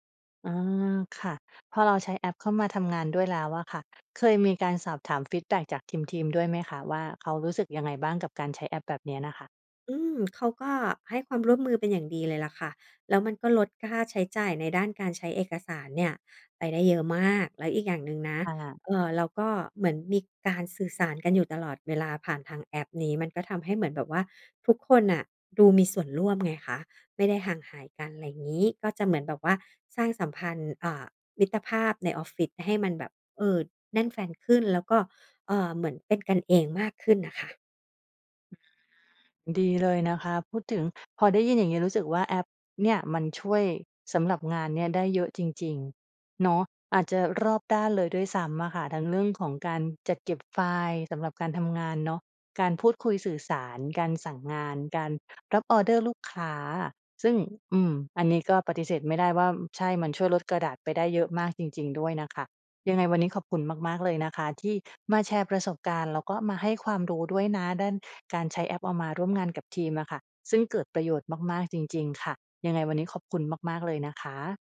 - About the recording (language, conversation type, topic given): Thai, podcast, จะใช้แอปสำหรับทำงานร่วมกับทีมอย่างไรให้การทำงานราบรื่น?
- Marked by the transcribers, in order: stressed: "มาก"